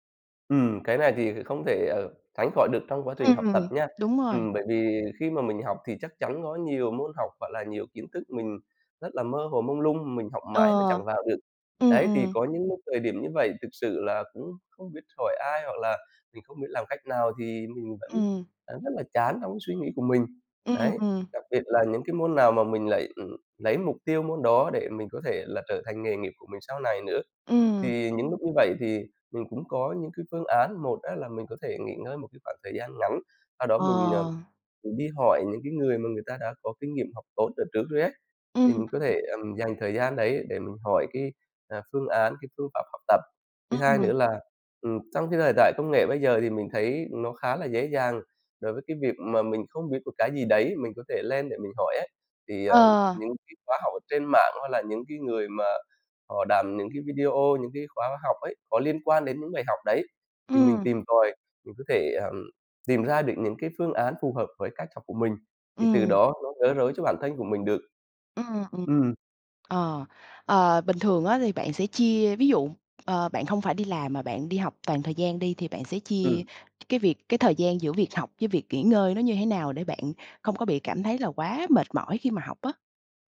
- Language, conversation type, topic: Vietnamese, podcast, Bạn làm thế nào để giữ động lực học tập lâu dài?
- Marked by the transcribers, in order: tapping